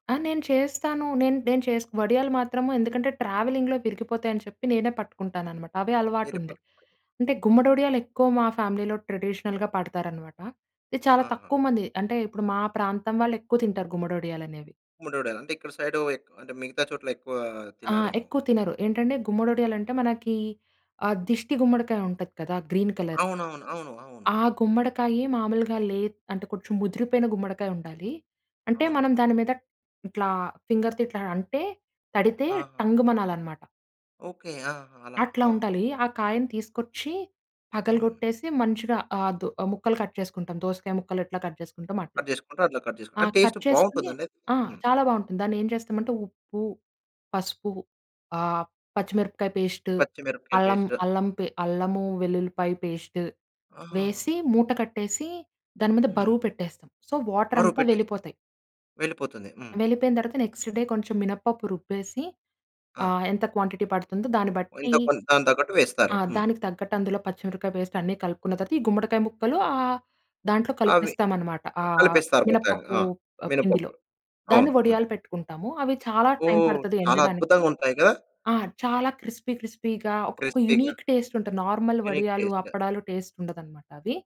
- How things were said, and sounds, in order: in English: "ట్రావెలింగ్‌లో"; in English: "ఫ్యామిలీలో ట్రెడిషనల్‌గా"; in English: "గ్రీన్ కలర్"; in English: "ఫింగర్‌తో"; in English: "కట్"; in English: "కట్"; in English: "కట్"; in English: "కట్"; in English: "కట్"; in English: "టేస్ట్"; in English: "సో, వాటర్"; in English: "నెక్స్ట్ డే"; in English: "క్వాంటిటీ"; in English: "పేస్ట్"; in English: "క్రిస్పీ క్రిస్పీగా"; in English: "యూనిక్ టేస్ట్"; in English: "నార్మల్"; in English: "యూనిక్"; in English: "టేస్ట్"
- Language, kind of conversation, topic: Telugu, podcast, మీ కుటుంబంలో తరతరాలుగా కొనసాగుతున్న ఒక సంప్రదాయ వంటకం గురించి చెప్పగలరా?